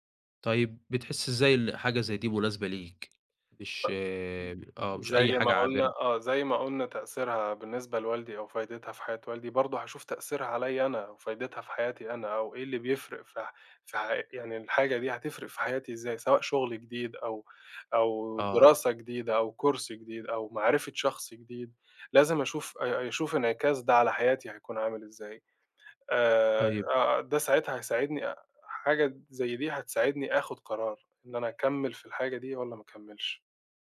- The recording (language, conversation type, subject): Arabic, podcast, إزاي بتتعامل مع ضغط توقعات الناس منك؟
- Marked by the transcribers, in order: other background noise; other noise; in English: "course"